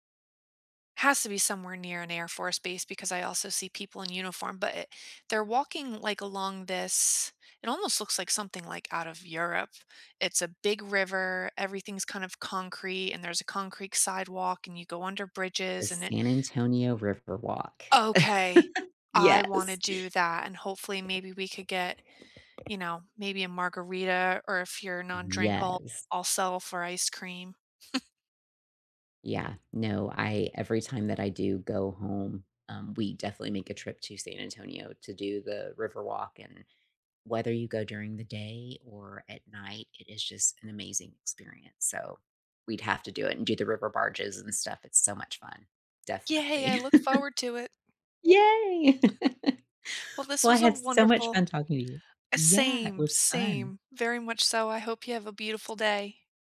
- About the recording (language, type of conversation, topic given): English, unstructured, Which local hidden gem do you love that few people know about, and what makes it special to you?
- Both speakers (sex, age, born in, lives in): female, 35-39, United States, United States; female, 50-54, United States, United States
- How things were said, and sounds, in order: chuckle; other background noise; stressed: "Yes"; chuckle; tapping; chuckle; joyful: "Yay!"; chuckle